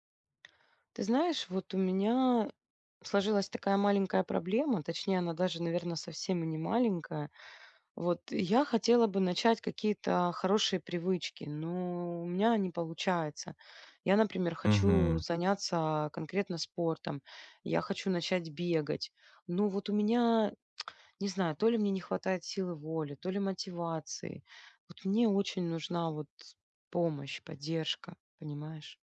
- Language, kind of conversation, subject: Russian, advice, Как начать формировать полезные привычки маленькими шагами каждый день?
- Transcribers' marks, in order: tsk